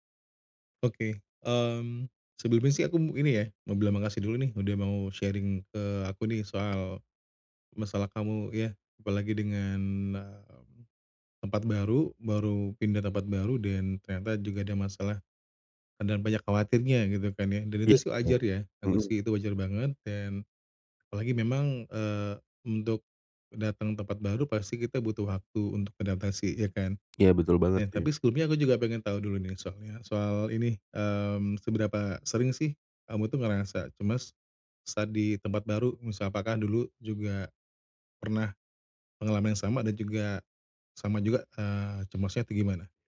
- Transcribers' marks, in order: in English: "sharing"; tapping
- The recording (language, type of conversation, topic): Indonesian, advice, Bagaimana cara mengatasi kecemasan dan ketidakpastian saat menjelajahi tempat baru?